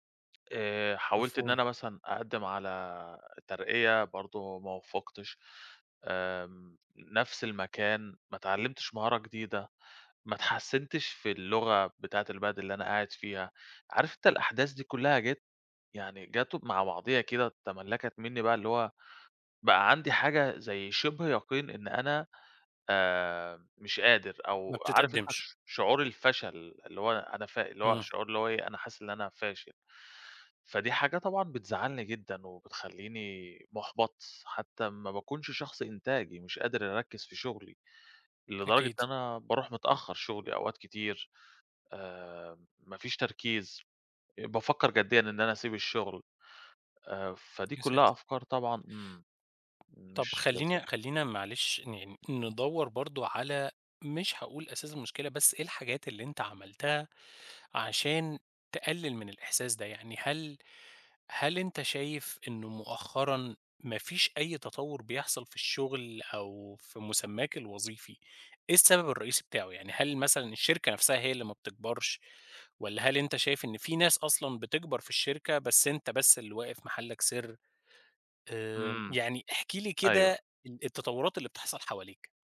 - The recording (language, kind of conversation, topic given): Arabic, advice, إزاي أتعامل مع الأفكار السلبية اللي بتتكرر وبتخلّيني أقلّل من قيمتي؟
- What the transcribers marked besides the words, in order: tapping